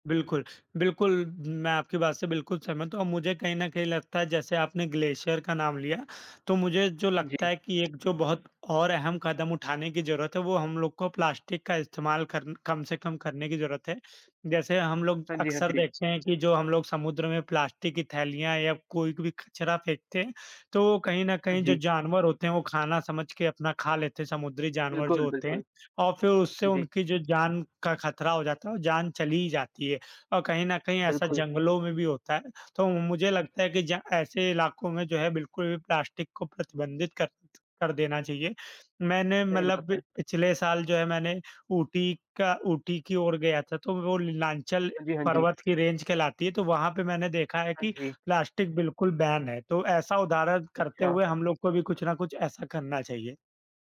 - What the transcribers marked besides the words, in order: in English: "ग्लेशियर"; in English: "प्लास्टिक"; in English: "प्लास्टिक"; tapping; in English: "रेंज"; in English: "प्लास्टिक"; in English: "बैन"
- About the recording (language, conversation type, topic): Hindi, unstructured, कई जगहों पर जानवरों का आवास खत्म हो रहा है, इस बारे में आपकी क्या राय है?